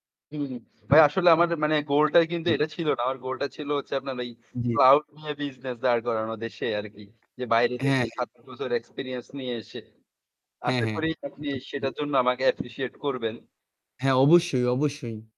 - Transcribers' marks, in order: static; tapping; unintelligible speech; in English: "অ্যাপ্রিশিয়েট"
- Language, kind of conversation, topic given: Bengali, unstructured, আপনার ভবিষ্যতের সবচেয়ে বড় স্বপ্ন কী?